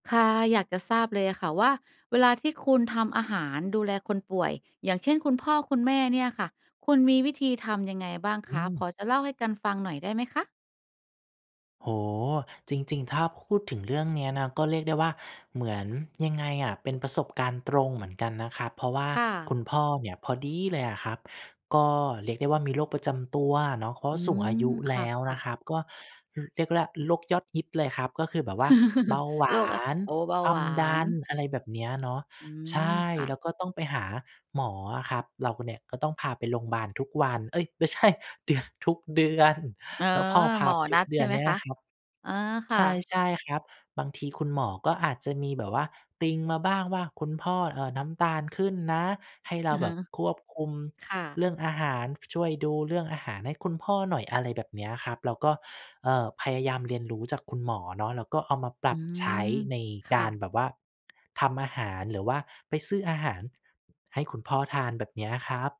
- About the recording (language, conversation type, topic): Thai, podcast, เวลาทำอาหารเพื่อดูแลคนป่วย คุณมีวิธีจัดการอย่างไรบ้าง?
- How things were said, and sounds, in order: stressed: "ดี"; chuckle; laughing while speaking: "ไม่ใช่ เดือ ทุกเดือน"